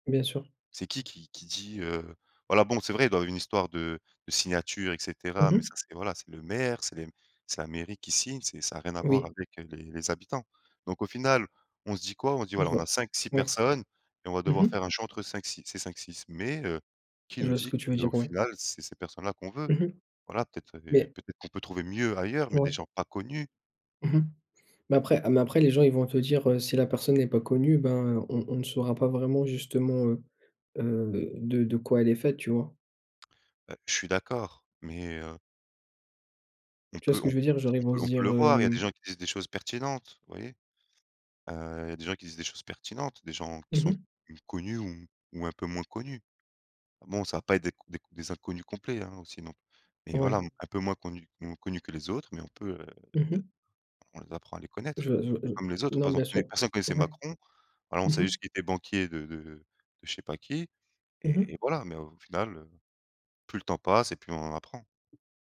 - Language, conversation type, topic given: French, unstructured, Que penses-tu de la transparence des responsables politiques aujourd’hui ?
- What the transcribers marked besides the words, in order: tapping; other background noise